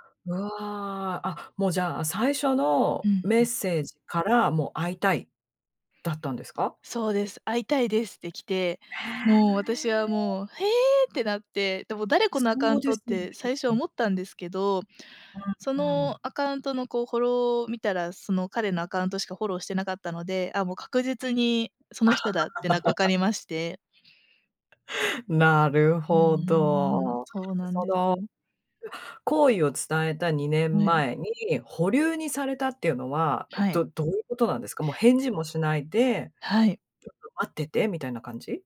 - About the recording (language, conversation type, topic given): Japanese, advice, 相手からの連絡を無視すべきか迷っている
- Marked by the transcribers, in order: surprised: "へえ"; laugh